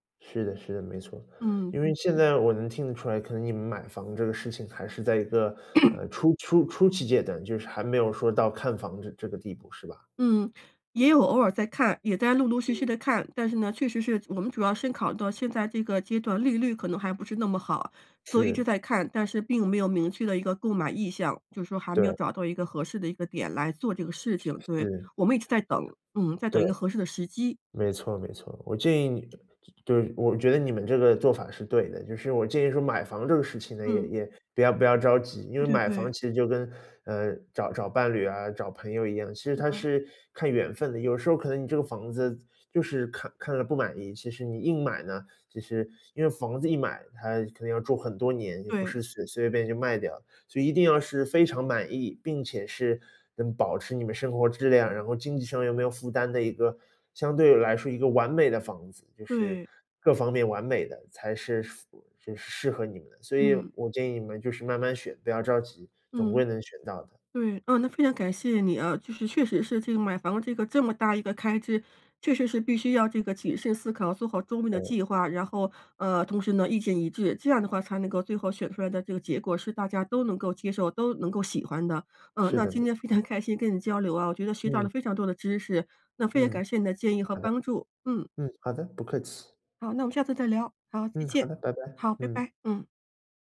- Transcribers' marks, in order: throat clearing; other background noise; laughing while speaking: "非常开心"
- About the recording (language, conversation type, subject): Chinese, advice, 怎样在省钱的同时保持生活质量？